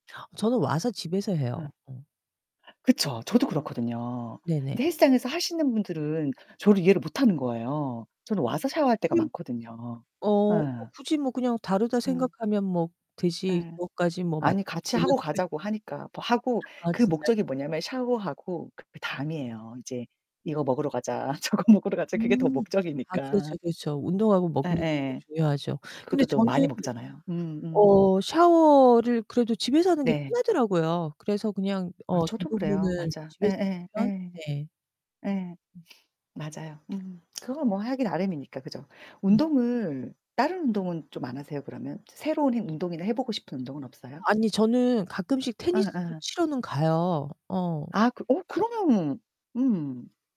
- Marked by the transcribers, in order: distorted speech; chuckle; tapping; laughing while speaking: "저거 먹으러 가자"; other background noise; sniff; static
- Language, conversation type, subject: Korean, unstructured, 운동 친구가 있으면 어떤 점이 가장 좋나요?